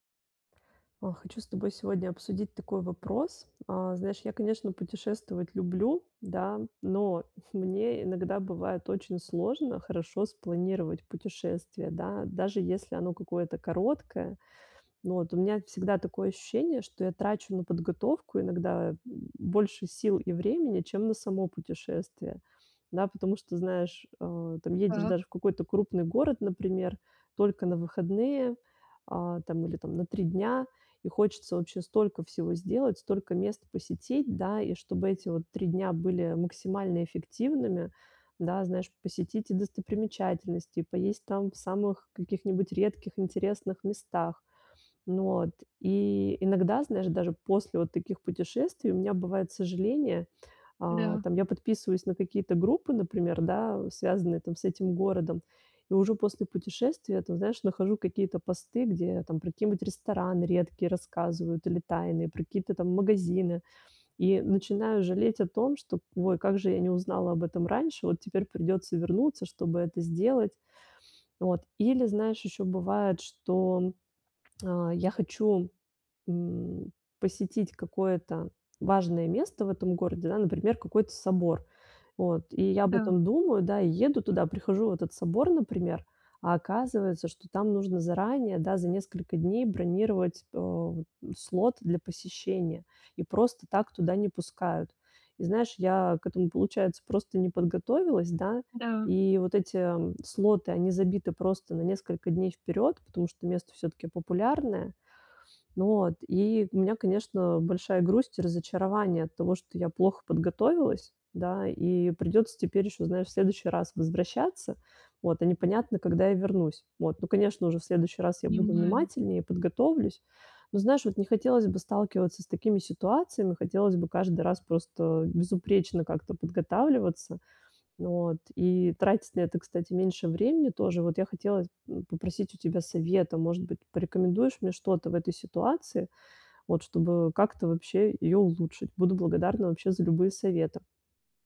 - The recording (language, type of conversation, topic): Russian, advice, Как лучше планировать поездки, чтобы не терять время?
- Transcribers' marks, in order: chuckle; tapping; background speech